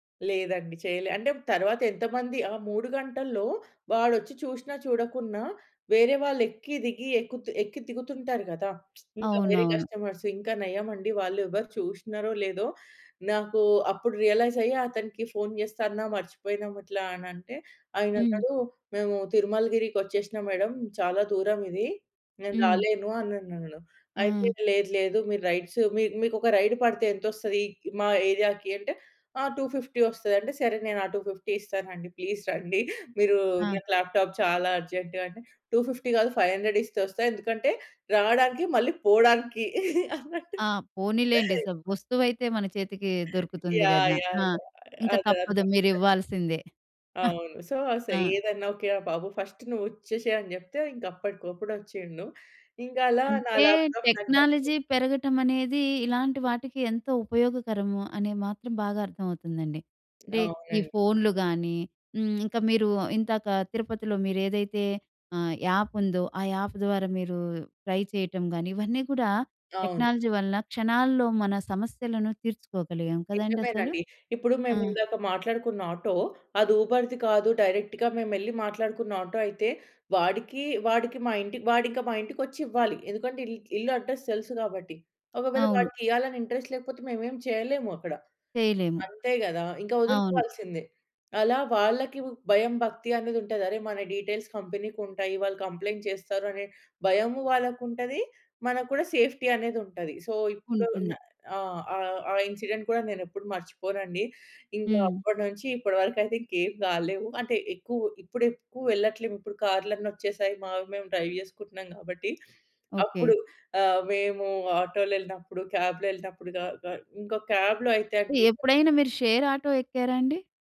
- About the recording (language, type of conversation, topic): Telugu, podcast, టాక్సీ లేదా ఆటో డ్రైవర్‌తో మీకు ఏమైనా సమస్య ఎదురయ్యిందా?
- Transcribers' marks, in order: lip smack; in English: "కస్టమర్స్"; in English: "రియలైజ్"; in English: "రైడ్స్"; in English: "రైడ్"; in English: "టు ఫిఫ్టీ"; in English: "టు ఫిఫ్టీ"; in English: "లాప్‌టాప్"; in English: "అర్జెంట్"; in English: "టు ఫిఫ్టీ"; in English: "ఫైవ్ హండ్రెడ్"; laughing while speaking: "అన్నట్టు"; in English: "సో"; other background noise; in English: "ఫస్ట్"; in English: "లాప్‌టాప్"; in English: "టెక్నాలజీ"; tongue click; in English: "యాప్"; in English: "యాప్"; in English: "ట్రై"; in English: "టెక్నాలజీ"; in English: "ఉబర్‌ది"; in English: "డైరెక్ట్‌గా"; in English: "అడ్రెస్"; in English: "ఇంట్రెస్ట్"; in English: "డీటెయిల్స్ కంపెనీ‌కి"; in English: "కంప్లెయింట్"; in English: "సేఫ్టీ"; in English: "సో"; in English: "ఇన్సిడెంట్"; in English: "డ్రైవ్"; in English: "కాబ్‌లో"; in English: "కాబ్‌లో"; in English: "షేర్ ఆటో"